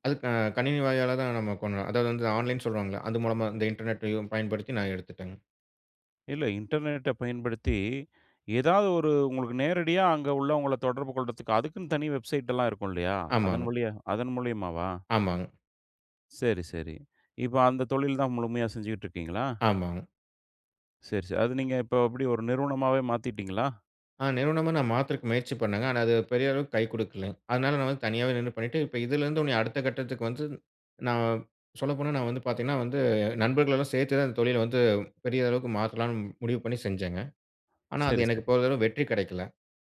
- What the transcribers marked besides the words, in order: "வாயிலா" said as "வாயால"; in English: "ஆன்லைன்"; in English: "இன்டர்நெட்ட"; in English: "வெப்சைட்"; tapping; "இன்னுமும்" said as "உன்னய"
- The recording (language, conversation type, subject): Tamil, podcast, மற்றவர்களுடன் உங்களை ஒப்பிடும் பழக்கத்தை நீங்கள் எப்படி குறைத்தீர்கள், அதற்கான ஒரு அனுபவத்தைப் பகிர முடியுமா?